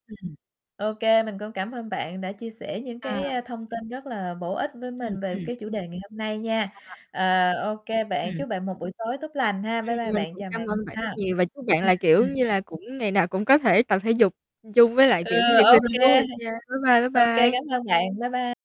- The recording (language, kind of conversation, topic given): Vietnamese, unstructured, Thói quen tập thể dục của bạn như thế nào?
- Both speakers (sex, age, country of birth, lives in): female, 20-24, Vietnam, Vietnam; female, 30-34, Vietnam, Germany
- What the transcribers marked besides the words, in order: distorted speech; static; tapping; laughing while speaking: "ô kê"